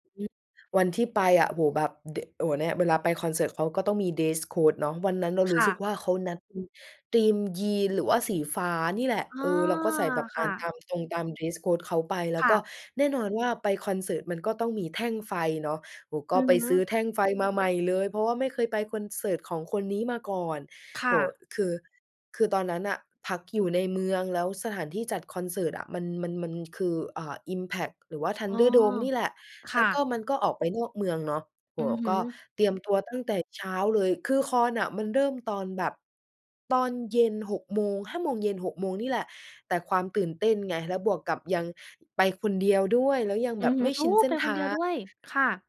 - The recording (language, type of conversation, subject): Thai, podcast, คอนเสิร์ตไหนที่คุณเคยไปแล้วประทับใจจนถึงวันนี้?
- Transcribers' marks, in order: other background noise; in English: "dress code"; in English: "dress code"